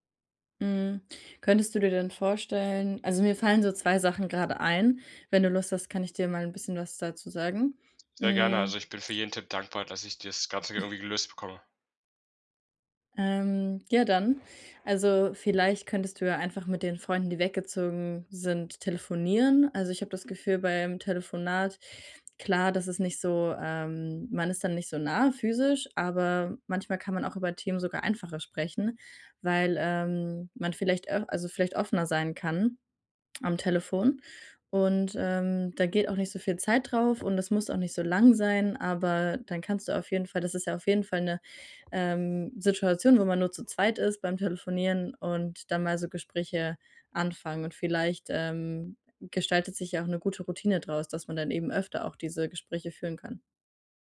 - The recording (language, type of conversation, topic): German, advice, Wie kann ich oberflächlichen Smalltalk vermeiden, wenn ich mir tiefere Gespräche wünsche?
- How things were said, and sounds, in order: snort; other background noise; tapping